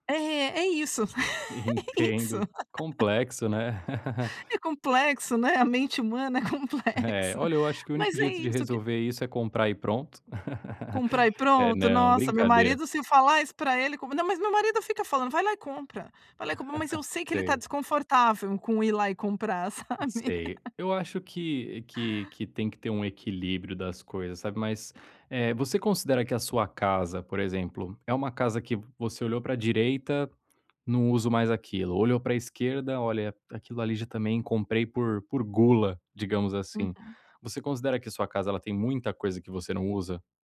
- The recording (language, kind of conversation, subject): Portuguese, advice, Como posso aprender a valorizar o essencial em vez de comprar sempre coisas novas?
- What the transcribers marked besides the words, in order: giggle; laugh; giggle; laughing while speaking: "é complexa"; laugh; laugh; laughing while speaking: "sabe"; other background noise